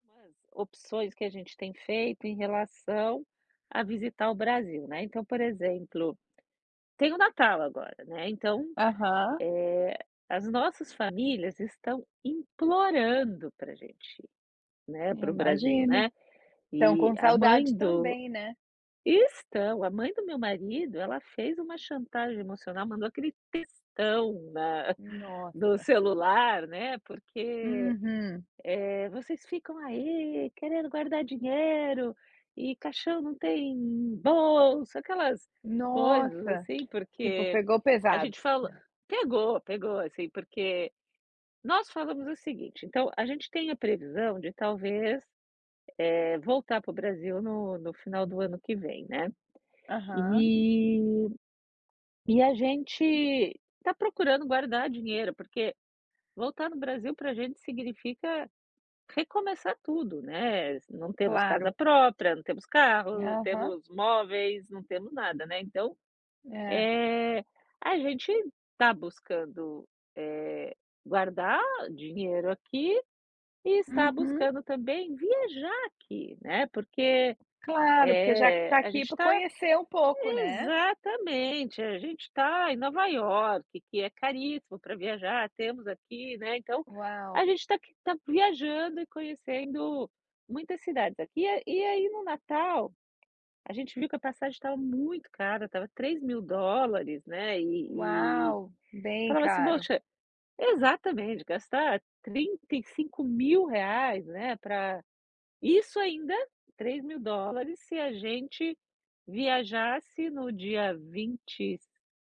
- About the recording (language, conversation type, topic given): Portuguese, advice, Como lidar com a culpa por não passar tempo suficiente com a família?
- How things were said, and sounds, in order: put-on voice: "vocês ficam aí querendo guardar dinheiro, e caixão não tem bolsa"; tapping